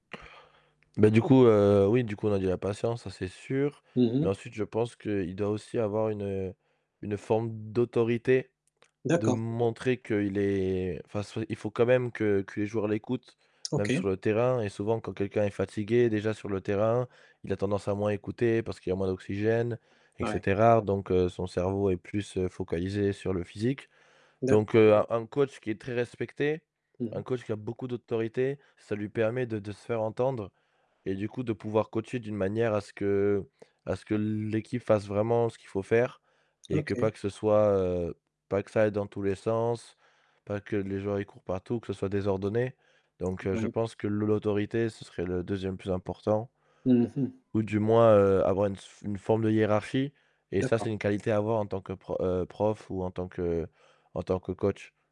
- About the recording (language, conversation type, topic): French, podcast, Peux-tu parler d’un mentor ou d’un professeur qui a durablement influencé ta vie ?
- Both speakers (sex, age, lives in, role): male, 18-19, France, guest; male, 30-34, Spain, host
- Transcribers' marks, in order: static; distorted speech